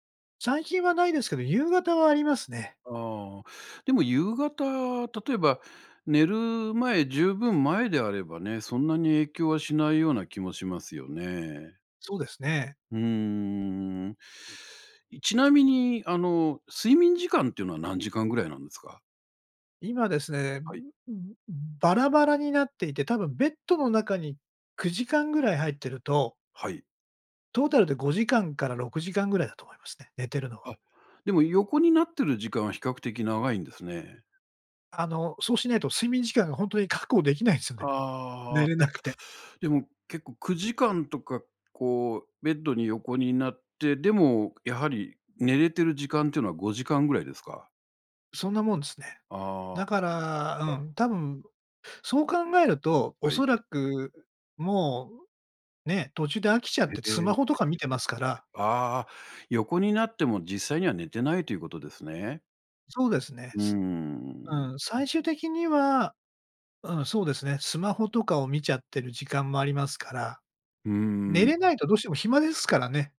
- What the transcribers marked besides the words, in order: other background noise
- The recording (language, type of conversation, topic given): Japanese, advice, 夜に何時間も寝つけないのはどうすれば改善できますか？